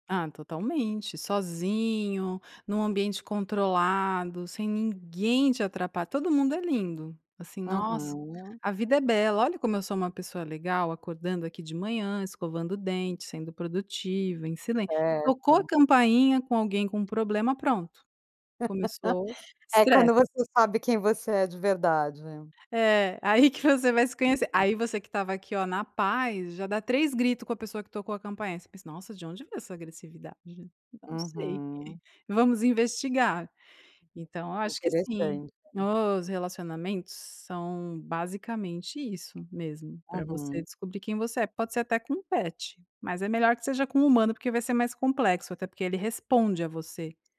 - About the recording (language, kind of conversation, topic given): Portuguese, podcast, Como você lida com dúvidas sobre quem você é?
- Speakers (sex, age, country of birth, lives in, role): female, 45-49, Brazil, Italy, guest; female, 45-49, Brazil, United States, host
- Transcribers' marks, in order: tapping; laugh; chuckle